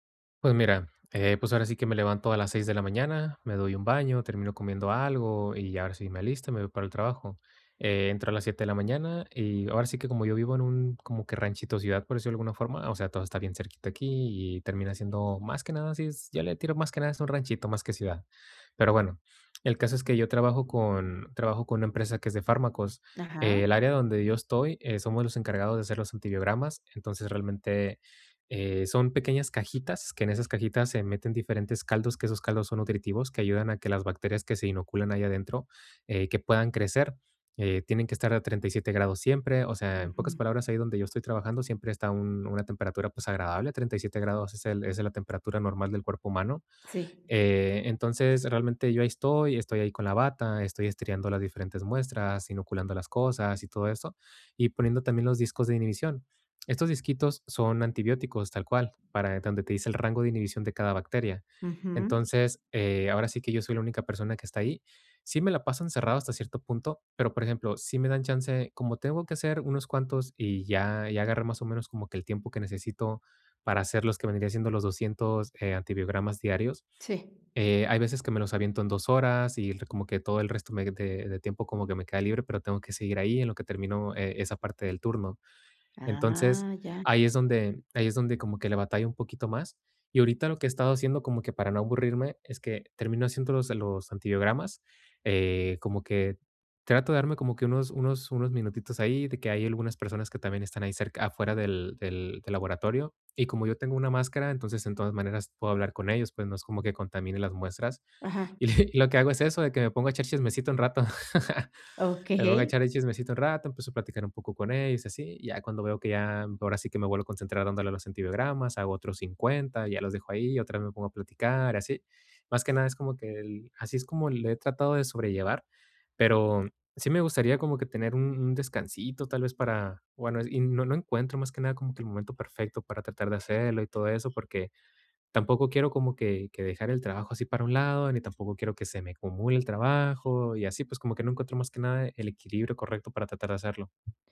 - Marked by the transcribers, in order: laughing while speaking: "Y"; chuckle; tapping
- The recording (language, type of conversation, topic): Spanish, advice, ¿Cómo puedo organizar bloques de trabajo y descansos para mantenerme concentrado todo el día?